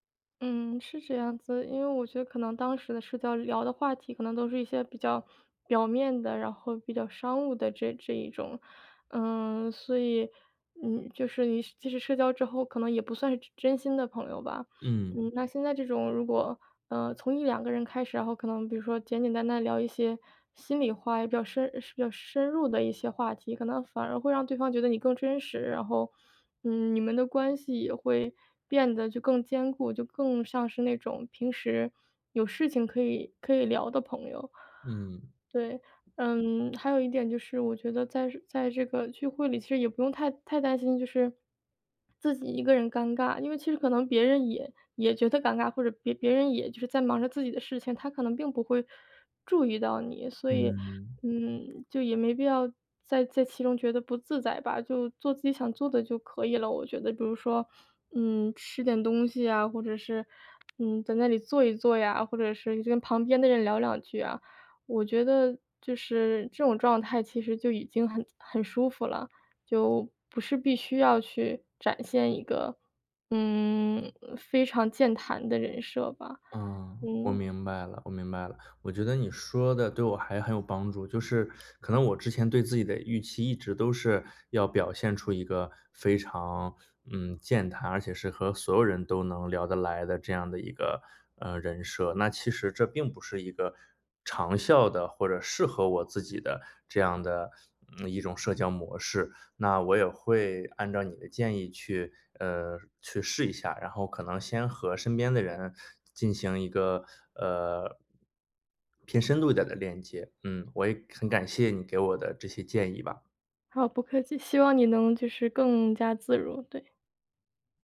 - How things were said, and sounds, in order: tapping; other background noise
- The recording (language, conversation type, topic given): Chinese, advice, 在聚会时觉得社交尴尬、不知道怎么自然聊天，我该怎么办？